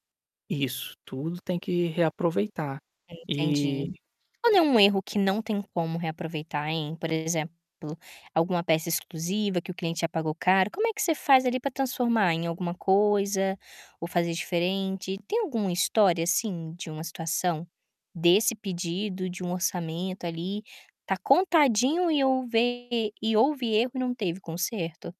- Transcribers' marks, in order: static; distorted speech
- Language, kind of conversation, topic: Portuguese, podcast, Como você transforma um erro em uma oportunidade de crescimento?